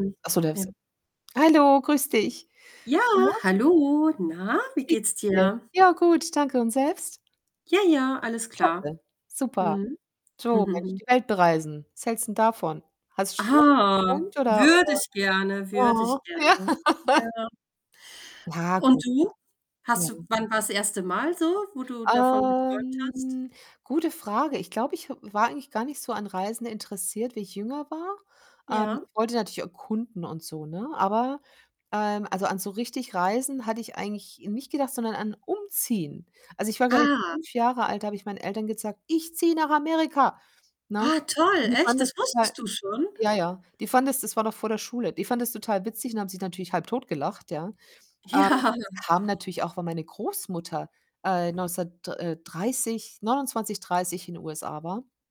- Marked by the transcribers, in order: unintelligible speech; other background noise; distorted speech; chuckle; unintelligible speech; laughing while speaking: "ja"; unintelligible speech; drawn out: "Ähm"; put-on voice: "Ich ziehe nach Amerika"; laughing while speaking: "Ja"
- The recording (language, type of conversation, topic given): German, unstructured, Wann hast du zum ersten Mal davon geträumt, die Welt zu bereisen?